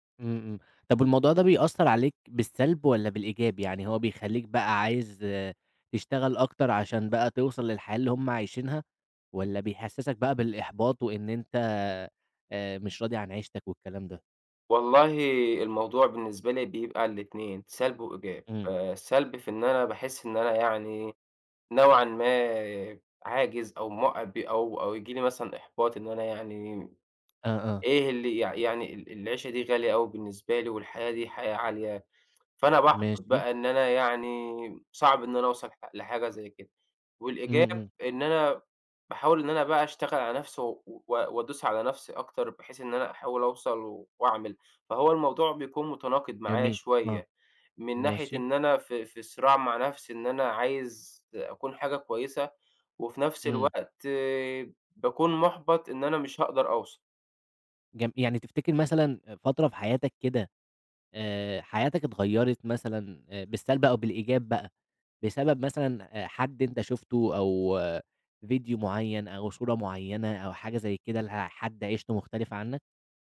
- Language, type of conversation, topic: Arabic, podcast, ازاي بتتعامل مع إنك بتقارن حياتك بحياة غيرك أونلاين؟
- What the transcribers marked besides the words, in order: tapping